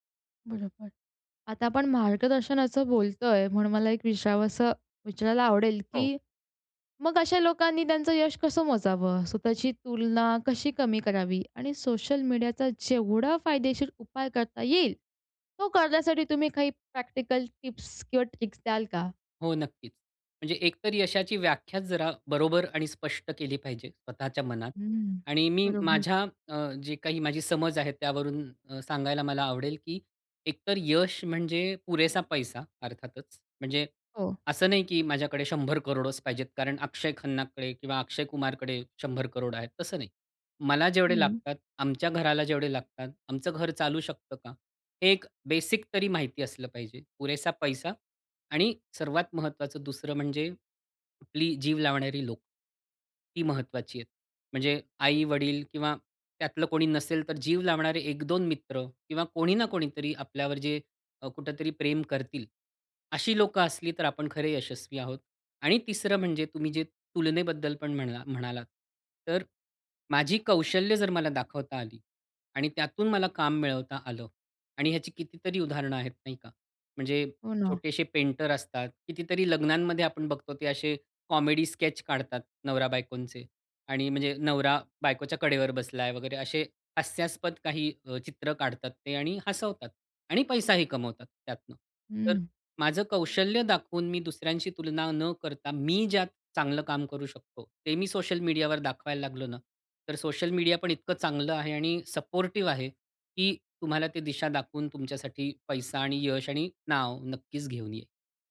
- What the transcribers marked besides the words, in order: in English: "ट्रिक्स"; in English: "बेसिक"; in English: "कॉमेडी स्केच"
- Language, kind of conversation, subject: Marathi, podcast, सोशल मीडियावर दिसणं आणि खऱ्या जगातलं यश यातला फरक किती आहे?